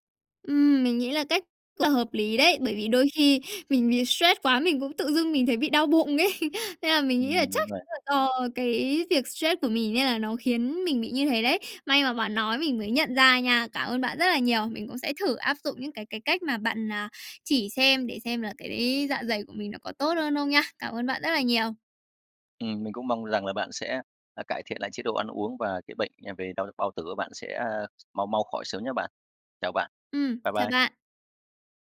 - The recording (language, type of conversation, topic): Vietnamese, advice, Làm thế nào để duy trì thói quen ăn uống lành mạnh mỗi ngày?
- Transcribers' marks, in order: laughing while speaking: "ấy"; other background noise; unintelligible speech; tapping